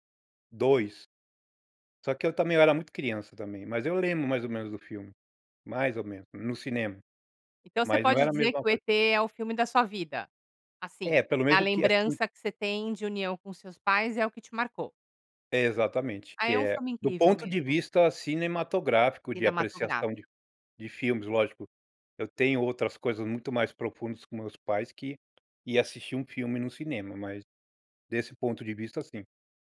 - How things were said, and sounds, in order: tapping
- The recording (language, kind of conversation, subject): Portuguese, podcast, Qual filme te transporta para outro mundo?